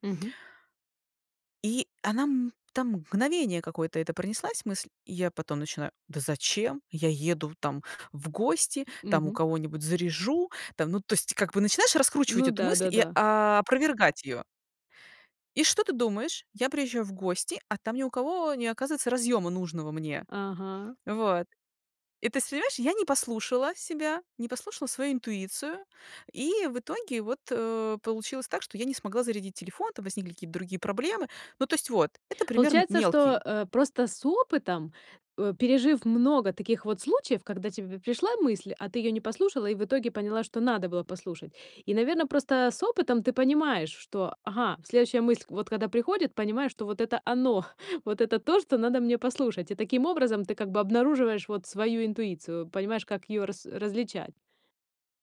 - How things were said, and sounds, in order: tapping; other background noise; other noise
- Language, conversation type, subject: Russian, podcast, Как научиться доверять себе при важных решениях?